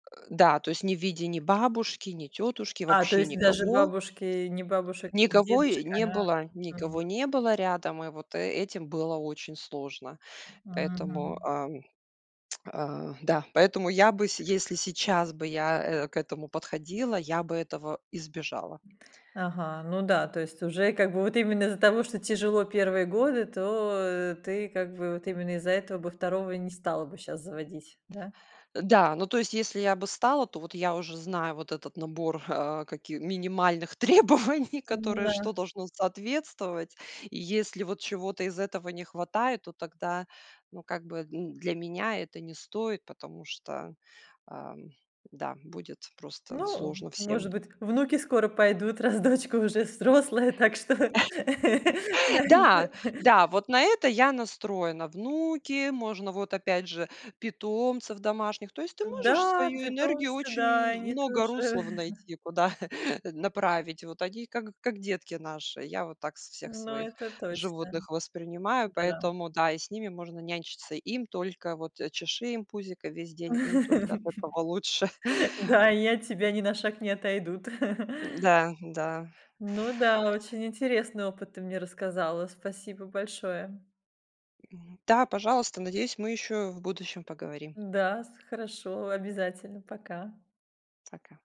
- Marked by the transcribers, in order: tapping; other background noise; tsk; laughing while speaking: "требований"; chuckle; laughing while speaking: "что, да да"; chuckle; laugh; chuckle; laugh
- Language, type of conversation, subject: Russian, podcast, На чём вы основываетесь, решая, заводить детей или нет?